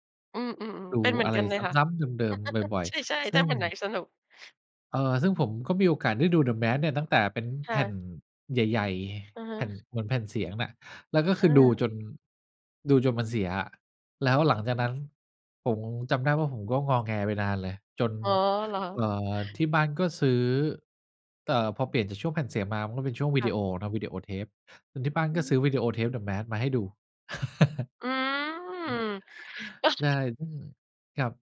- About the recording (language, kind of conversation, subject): Thai, podcast, หนังเรื่องไหนทำให้คุณคิดถึงความทรงจำเก่าๆ บ้าง?
- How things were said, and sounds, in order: chuckle; other background noise; chuckle